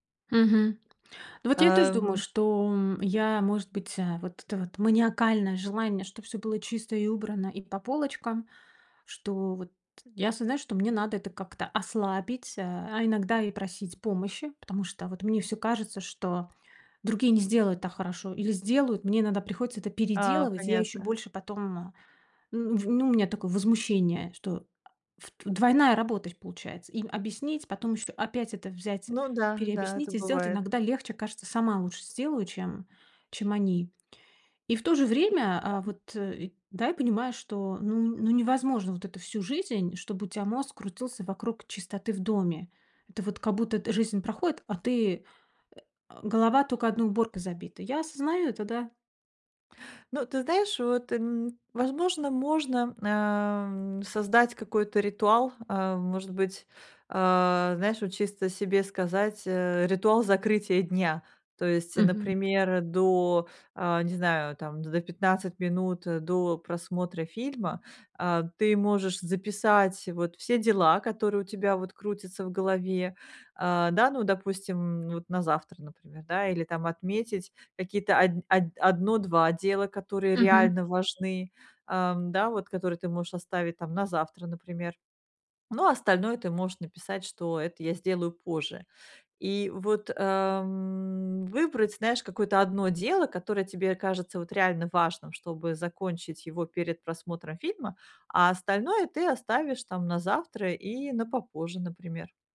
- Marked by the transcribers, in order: unintelligible speech
- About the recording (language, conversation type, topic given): Russian, advice, Как организовать домашние дела, чтобы они не мешали отдыху и просмотру фильмов?